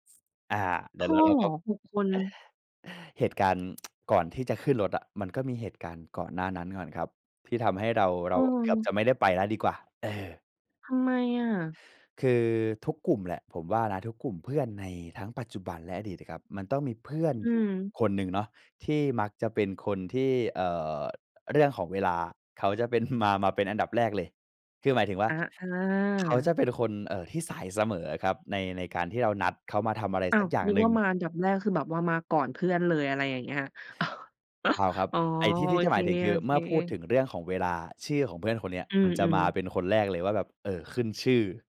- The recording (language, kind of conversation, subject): Thai, podcast, เล่าเกี่ยวกับประสบการณ์แคมป์ปิ้งที่ประทับใจหน่อย?
- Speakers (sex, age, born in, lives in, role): female, 30-34, Thailand, Thailand, host; male, 20-24, Thailand, Thailand, guest
- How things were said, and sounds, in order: tsk; tapping; chuckle; chuckle